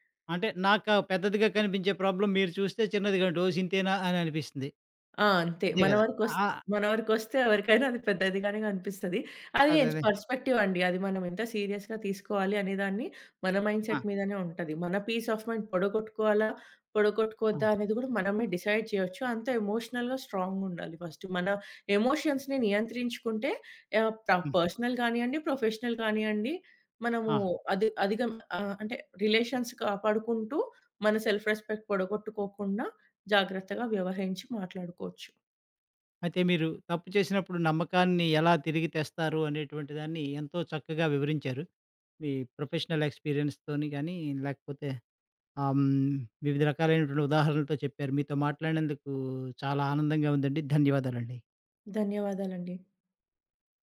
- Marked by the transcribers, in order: in English: "ప్రాబ్లమ్"; in English: "యెస్"; in English: "సీరియస్‌గా"; in English: "మైండ్‌సెట్"; in English: "పీస్ ఆఫ్ మైండ్"; in English: "డిసైడ్"; in English: "ఎమోషనల్‌గా"; in English: "ఫస్ట్"; in English: "ఎమోషన్స్‌ని"; in English: "పర్సనల్"; in English: "ప్రొఫెషనల్"; in English: "రిలేషన్స్"; in English: "సెల్ఫ్ రెస్పెక్ట్"; in English: "ప్రొఫెషనల్ ఎక్స్‌పీరియన్స్‌తోని"
- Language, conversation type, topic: Telugu, podcast, మీరు తప్పు చేసినప్పుడు నమ్మకాన్ని ఎలా తిరిగి పొందగలరు?